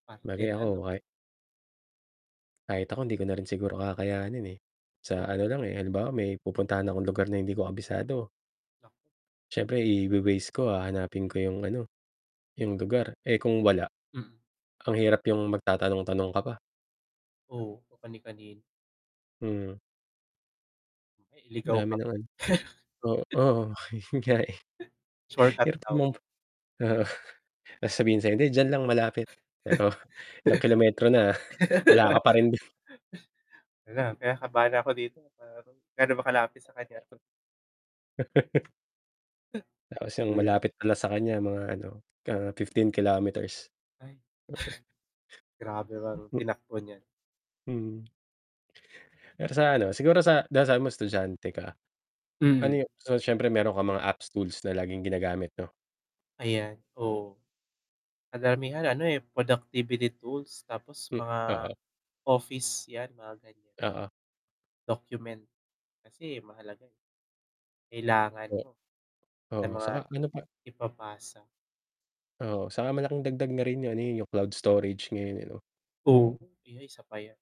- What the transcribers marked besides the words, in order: static; distorted speech; laughing while speaking: "oo, yun nga, eh. Hirap … pa rin dun"; laugh; laugh; laugh; tapping; chuckle
- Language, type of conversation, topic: Filipino, unstructured, Paano nakakaapekto ang teknolohiya sa araw-araw mong buhay?
- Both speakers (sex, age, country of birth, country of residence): male, 20-24, Philippines, Philippines; male, 35-39, Philippines, Philippines